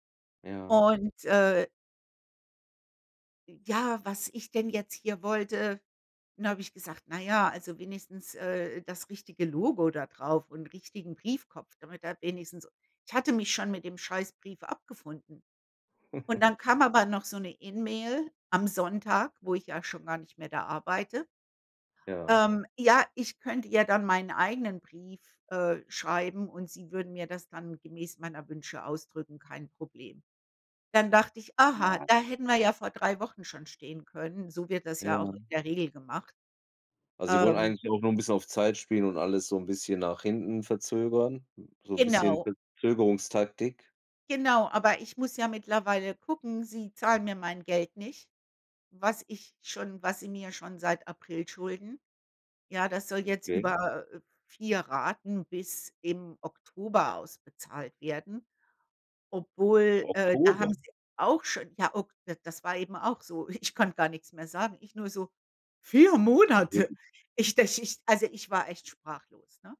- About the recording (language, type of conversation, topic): German, unstructured, Wie gehst du mit schlechtem Management um?
- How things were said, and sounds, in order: giggle; surprised: "Oktober"; laughing while speaking: "Ich"